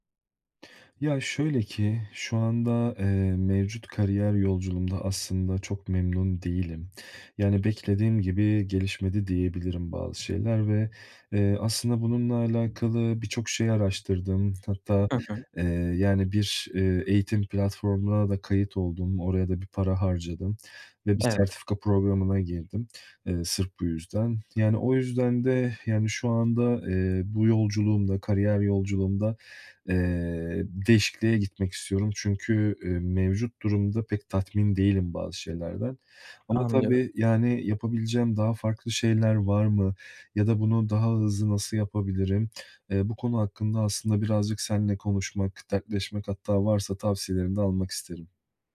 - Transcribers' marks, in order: lip smack; other background noise
- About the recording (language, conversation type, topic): Turkish, advice, Kariyerimde tatmin bulamıyorsam tutku ve amacımı nasıl keşfedebilirim?